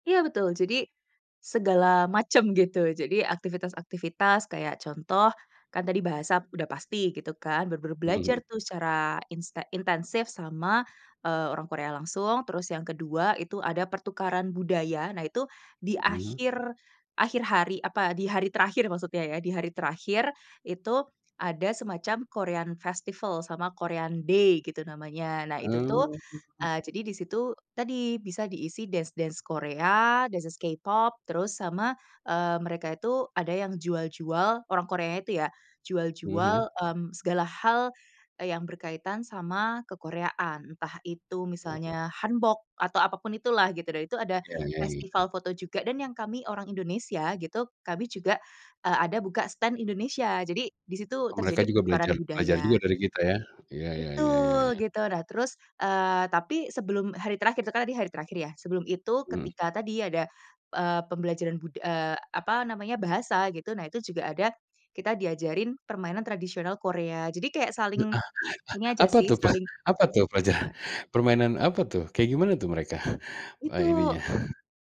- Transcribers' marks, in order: other background noise; tapping; in English: "dance dance"; in English: "dance-dance"
- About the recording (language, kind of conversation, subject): Indonesian, podcast, Apa pengalaman belajar yang paling berkesan dalam hidupmu?